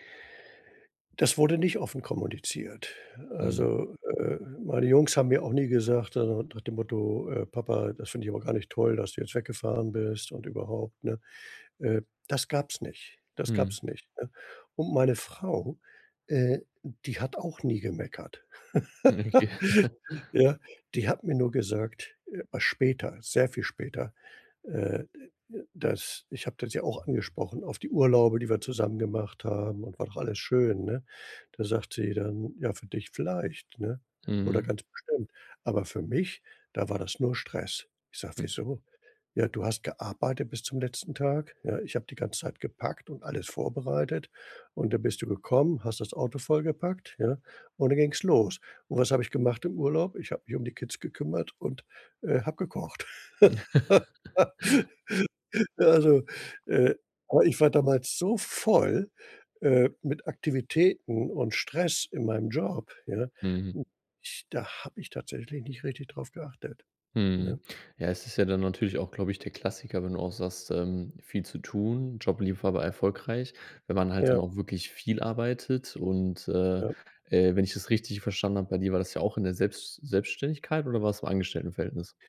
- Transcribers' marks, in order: stressed: "Frau"; unintelligible speech; laugh; laugh; laugh; laughing while speaking: "Na also"; stressed: "voll"
- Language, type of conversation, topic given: German, advice, Wie kann ich mich von Familienerwartungen abgrenzen, ohne meine eigenen Wünsche zu verbergen?